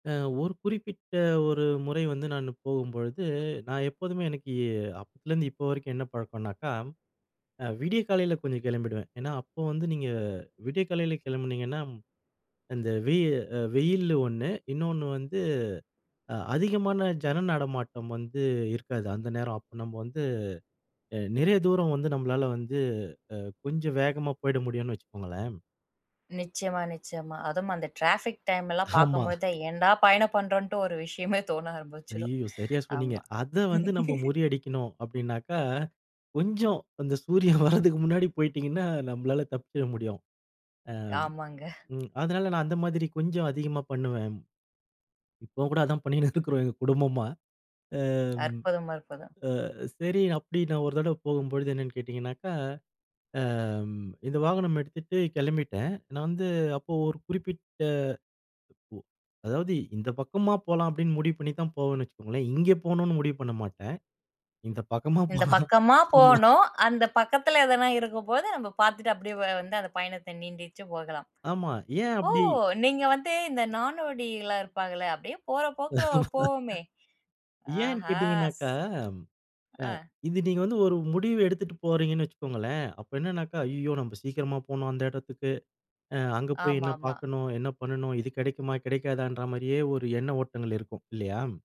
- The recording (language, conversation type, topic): Tamil, podcast, உங்கள் பயணங்களில் ஏதாவது ஒன்றில் நடந்த எதிர்பாராத சந்திப்பு ஒன்றை நினைவில் வைத்திருக்கிறீர்களா?
- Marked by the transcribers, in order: other background noise; laugh; laughing while speaking: "அந்த சூரியன் வர்றதுக்கு முன்னாடி போயிட்டீங்கன்னா"; laughing while speaking: "போகலாம்"; unintelligible speech; "நாடோடிலாம்" said as "நானோடிலாம்"; laugh